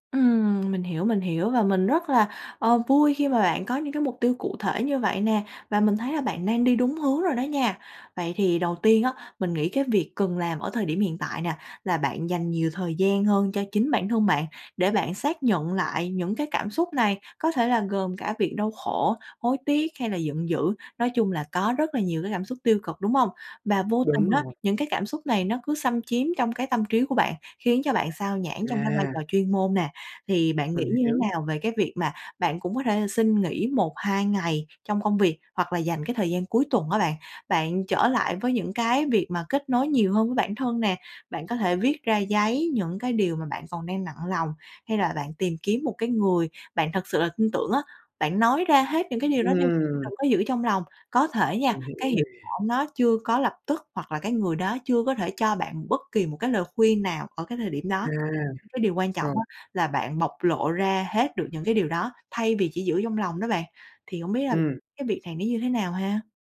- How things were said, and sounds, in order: tapping; background speech
- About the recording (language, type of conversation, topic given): Vietnamese, advice, Làm sao để tiếp tục làm việc chuyên nghiệp khi phải gặp người yêu cũ ở nơi làm việc?